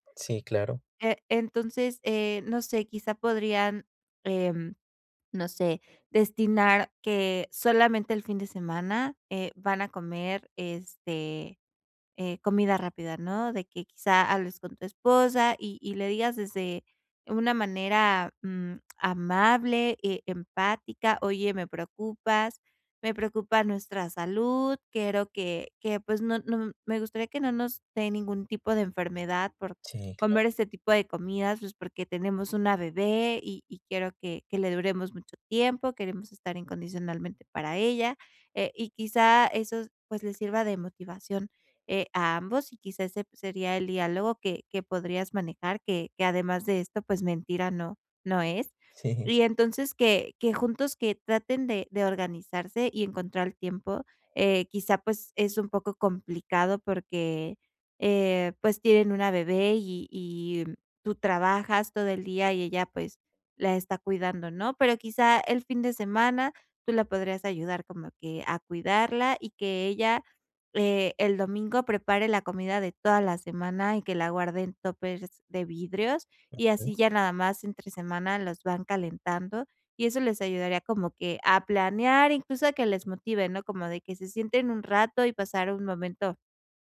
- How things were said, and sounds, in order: other background noise; laughing while speaking: "Sí"
- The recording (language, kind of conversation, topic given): Spanish, advice, ¿Cómo puedo controlar los antojos y comer menos por emociones?